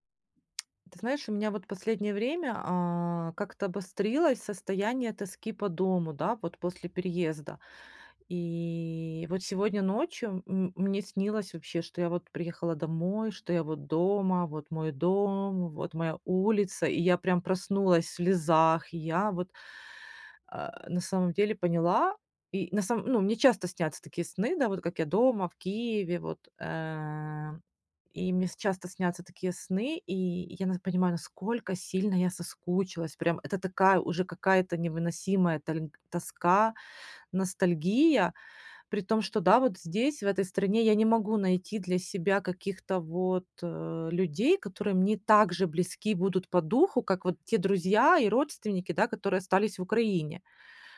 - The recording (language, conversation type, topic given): Russian, advice, Как справиться с одиночеством и тоской по дому после переезда в новый город или другую страну?
- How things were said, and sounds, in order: tapping; drawn out: "И"; drawn out: "Э"